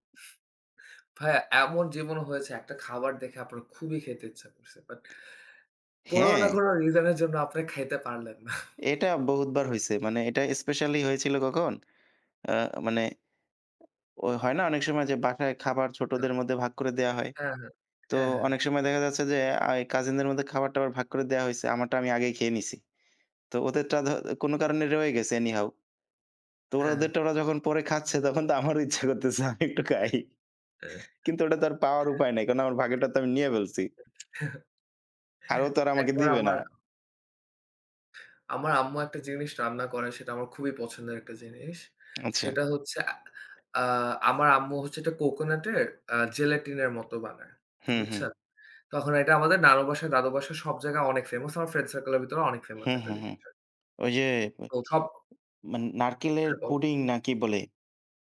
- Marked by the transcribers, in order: tapping; chuckle; unintelligible speech; laughing while speaking: "আমারও ইচ্ছা করতেছে, আমি একটু খাই"; chuckle
- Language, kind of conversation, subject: Bengali, unstructured, খাবার নিয়ে আপনার সবচেয়ে মজার স্মৃতিটি কী?